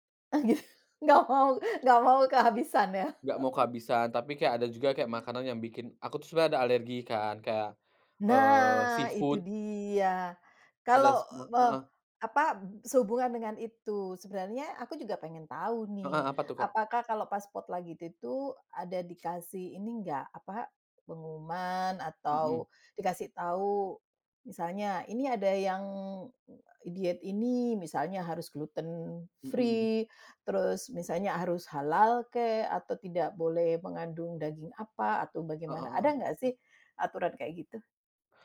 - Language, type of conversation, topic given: Indonesian, podcast, Pernahkah kamu ikut acara potluck atau acara masak bareng bersama komunitas?
- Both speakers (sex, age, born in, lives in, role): female, 45-49, Indonesia, Netherlands, host; male, 30-34, Indonesia, Indonesia, guest
- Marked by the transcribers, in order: laughing while speaking: "Oh gitu, enggak mau enggak mau kehabisan ya"; chuckle; in English: "seafood"; other background noise; in English: "gluten free"